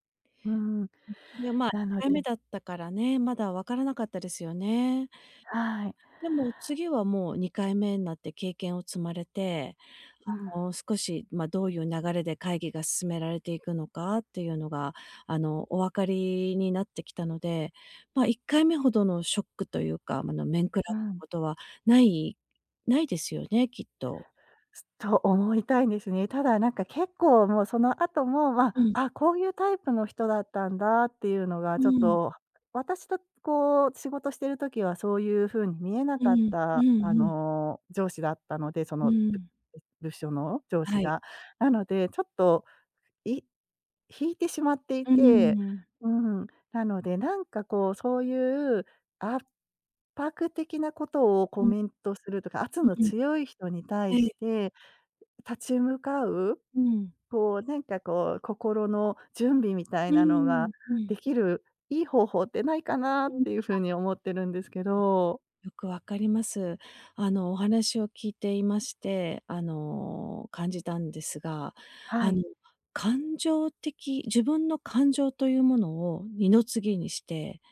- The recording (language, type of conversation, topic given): Japanese, advice, 公の場で批判的なコメントを受けたとき、どのように返答すればよいでしょうか？
- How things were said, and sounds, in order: other background noise